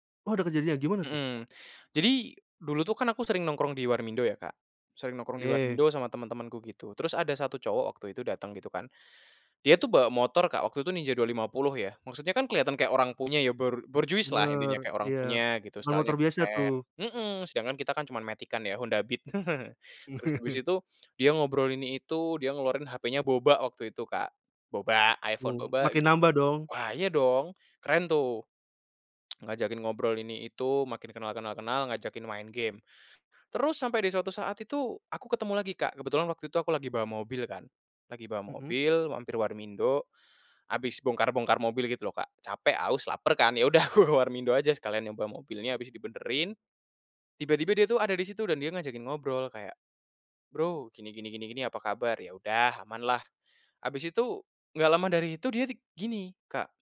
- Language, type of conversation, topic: Indonesian, podcast, Bagaimana cara memulai percakapan dengan orang yang baru dikenal di acara komunitas?
- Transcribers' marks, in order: in English: "style-nya"; chuckle; in English: "matic-an"; chuckle; tsk; laughing while speaking: "aku"